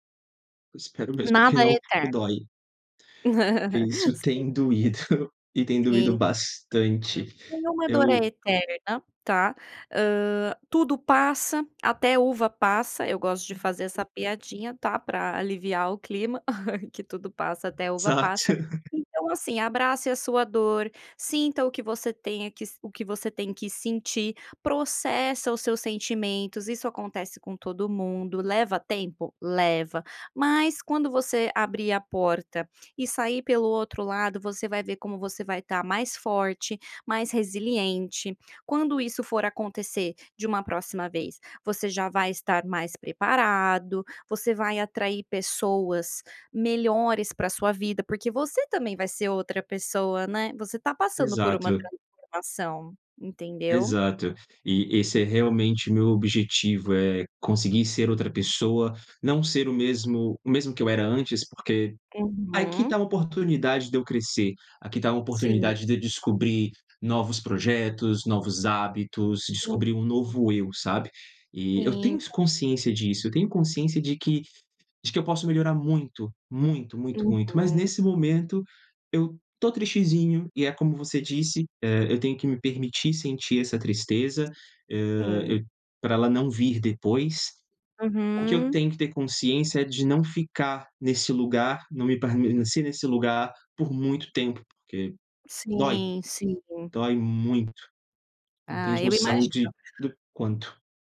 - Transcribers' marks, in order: giggle; other background noise; giggle
- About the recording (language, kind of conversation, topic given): Portuguese, advice, Como posso superar o fim recente do meu namoro e seguir em frente?
- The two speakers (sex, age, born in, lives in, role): female, 30-34, United States, Spain, advisor; male, 30-34, Brazil, Portugal, user